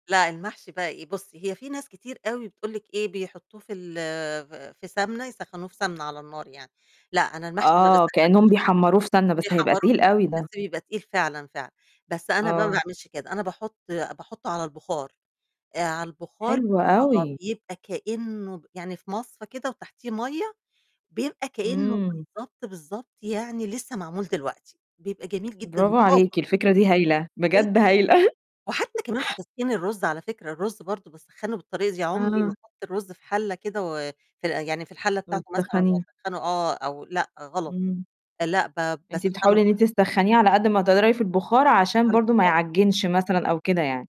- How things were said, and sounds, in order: distorted speech; chuckle; unintelligible speech
- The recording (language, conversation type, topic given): Arabic, podcast, إيه اللي بتعمله علشان تقلّل هدر الأكل في البيت؟
- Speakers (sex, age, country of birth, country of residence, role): female, 30-34, Egypt, Egypt, host; female, 65-69, Egypt, Egypt, guest